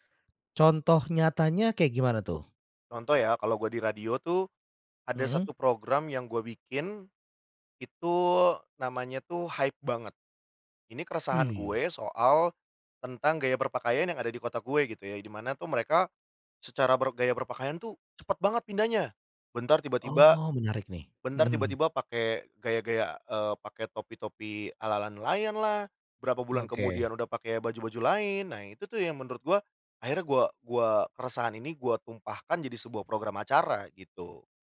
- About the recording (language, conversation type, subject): Indonesian, podcast, Bagaimana kamu menemukan suara atau gaya kreatifmu sendiri?
- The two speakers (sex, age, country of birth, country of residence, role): male, 30-34, Indonesia, Indonesia, guest; male, 35-39, Indonesia, Indonesia, host
- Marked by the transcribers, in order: none